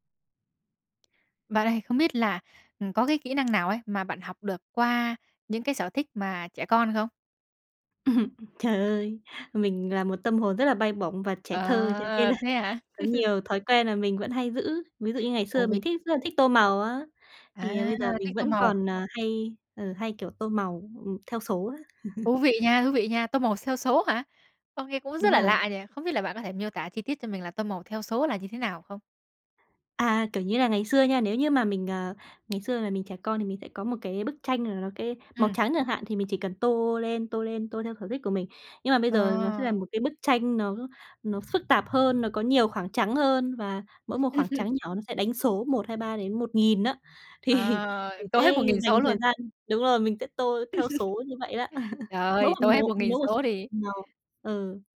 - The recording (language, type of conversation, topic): Vietnamese, podcast, Bạn học được kỹ năng quan trọng nào từ một sở thích thời thơ ấu?
- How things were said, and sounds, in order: tapping; laugh; laughing while speaking: "là"; laugh; unintelligible speech; laugh; "theo" said as "seo"; other background noise; laughing while speaking: "Ừm"; laughing while speaking: "thì"; laugh; laugh; unintelligible speech